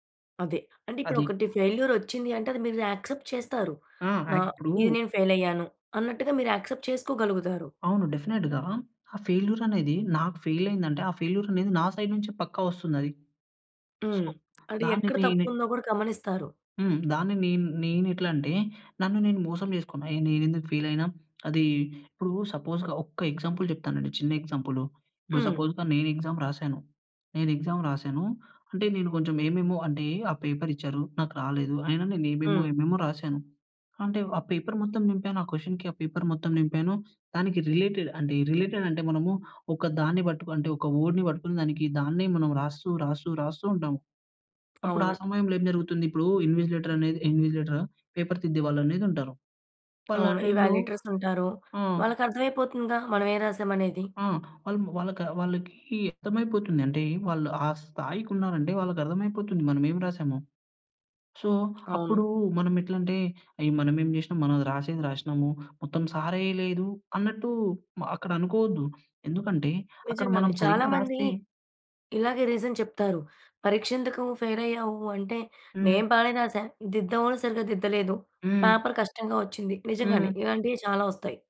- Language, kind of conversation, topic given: Telugu, podcast, పడి పోయిన తర్వాత మళ్లీ లేచి నిలబడేందుకు మీ రహసం ఏమిటి?
- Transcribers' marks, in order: in English: "ఫెయిల్యూర్"; in English: "యాక్సెప్ట్"; in English: "ఫెయిల్"; in English: "యాక్సెప్ట్"; in English: "డెఫినిట్‌గా"; in English: "ఫెయిల్యూర్"; in English: "ఫెయిల్"; in English: "ఫెయిల్యూర్"; in English: "సైడ్"; tapping; in English: "సో"; in English: "ఫీల్"; in English: "సపోజ్‌గా"; in English: "ఎగ్జాంపుల్"; in English: "ఎగ్జాంపుల్"; in English: "సపోజ్‌గా"; in English: "ఎగ్జామ్"; in English: "ఎగ్జామ్"; in English: "పేపర్"; in English: "క్వెషన్‌కి పేపర్"; in English: "రిలేటెడ్"; in English: "రిలేటెడ్"; in English: "వర్డ్‌ని"; other background noise; in English: "ఇన్విసిలేటర్"; in English: "ఇన్విసిలేటరా"; in English: "ఇవేల్యుయేటర్స్"; in English: "సో"; in English: "రీజన్"; in English: "ఫెయిల్"; in English: "పేపర్"